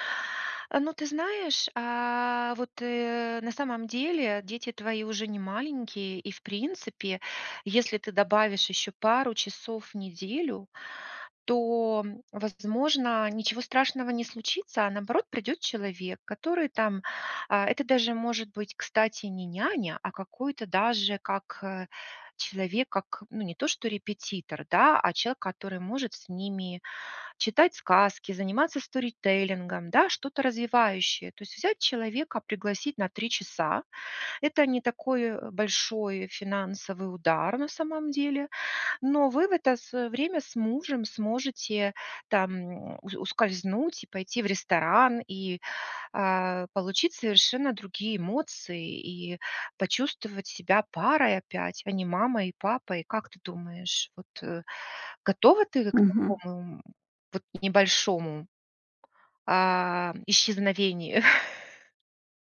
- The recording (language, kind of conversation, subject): Russian, advice, Как перестать застревать в старых семейных ролях, которые мешают отношениям?
- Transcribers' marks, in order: tapping; chuckle